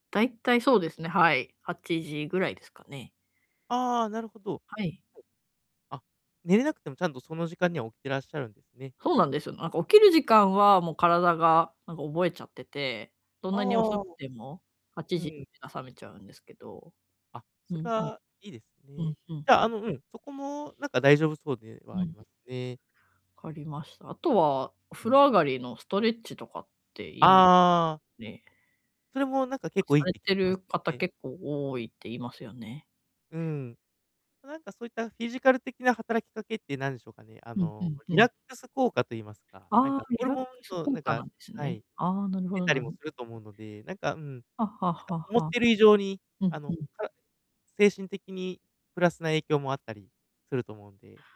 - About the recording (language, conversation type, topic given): Japanese, advice, 就寝前のルーティンをどうやって習慣化して徹底できますか？
- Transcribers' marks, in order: other noise; unintelligible speech; unintelligible speech